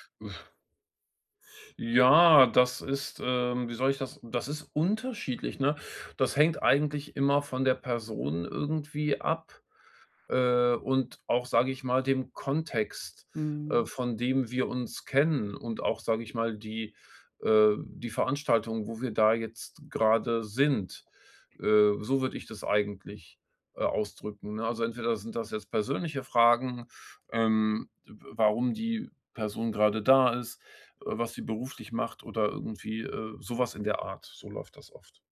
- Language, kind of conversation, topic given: German, advice, Wie kann ich Gespräche vertiefen, ohne aufdringlich zu wirken?
- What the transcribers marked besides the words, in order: other noise; other background noise